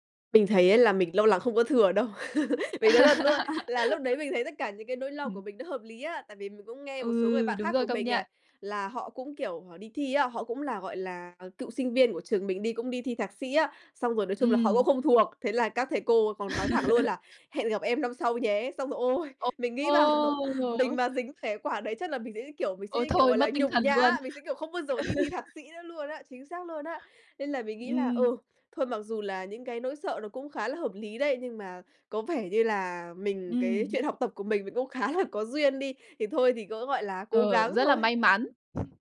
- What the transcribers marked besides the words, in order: chuckle; laugh; tapping; laugh; other background noise; laughing while speaking: "bảo"; drawn out: "ô!"; chuckle; laughing while speaking: "khá"
- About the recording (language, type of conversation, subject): Vietnamese, podcast, Bạn có thể kể về một lần bạn cảm thấy mình thật can đảm không?